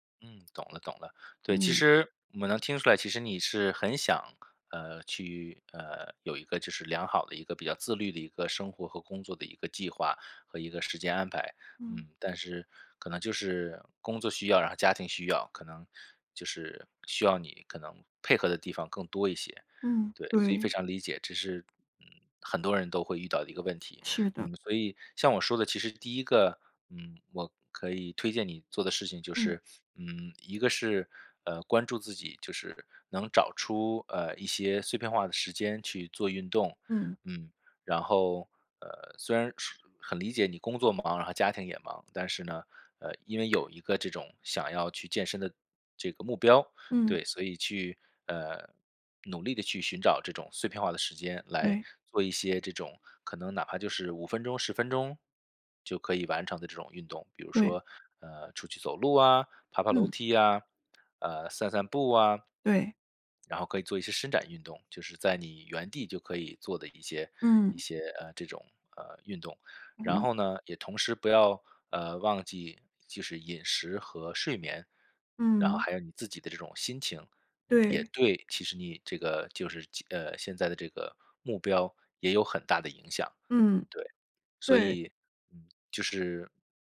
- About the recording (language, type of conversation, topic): Chinese, advice, 我每天久坐、运动量不够，应该怎么开始改变？
- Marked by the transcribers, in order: tapping; sniff; "就是" said as "即是"